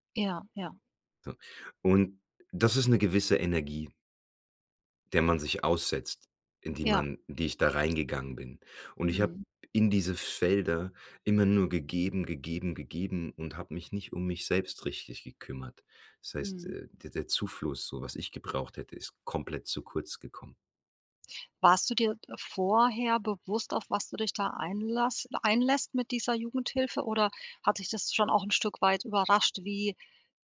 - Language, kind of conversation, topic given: German, podcast, Wie merkst du, dass du kurz vor einem Burnout stehst?
- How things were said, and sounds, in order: none